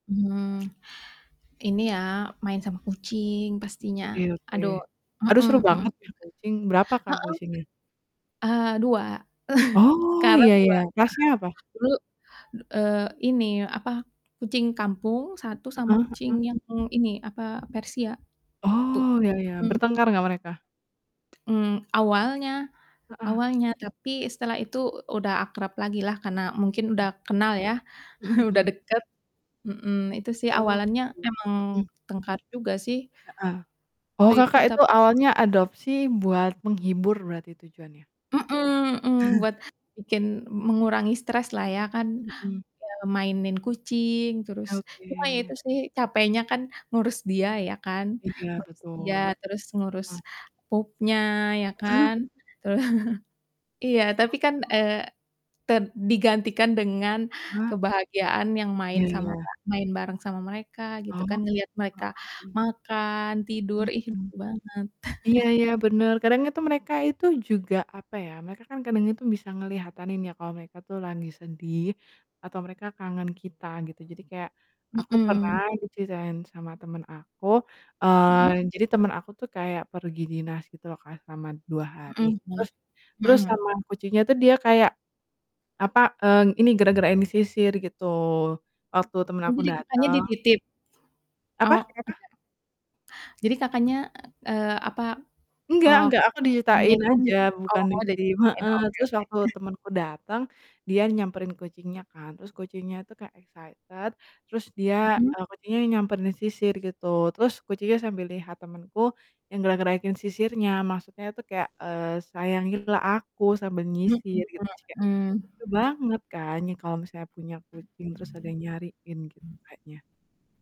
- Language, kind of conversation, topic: Indonesian, unstructured, Apa hal sederhana yang selalu membuatmu tersenyum?
- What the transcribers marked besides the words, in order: static; chuckle; distorted speech; other background noise; chuckle; chuckle; chuckle; chuckle; unintelligible speech; unintelligible speech; chuckle; in English: "excited"; other street noise